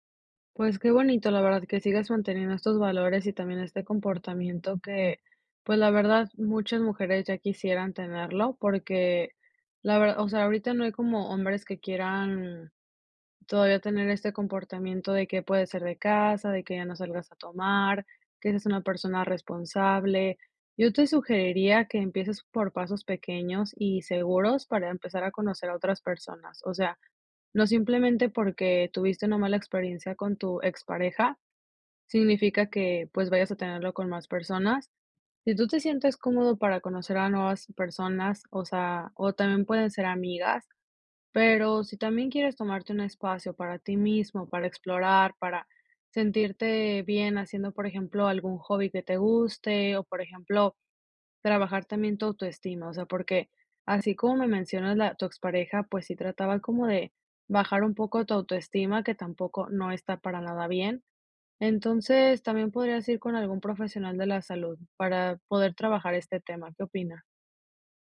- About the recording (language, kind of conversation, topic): Spanish, advice, ¿Cómo puedo superar el miedo a iniciar una relación por temor al rechazo?
- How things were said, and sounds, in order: other background noise